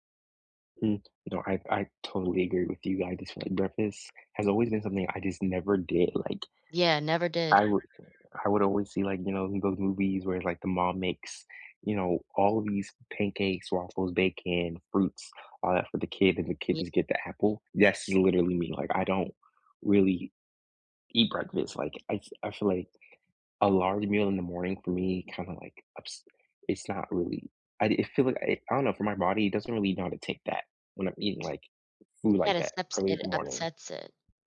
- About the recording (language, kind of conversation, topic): English, unstructured, What makes a morning routine work well for you?
- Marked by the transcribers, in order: tapping; other background noise; background speech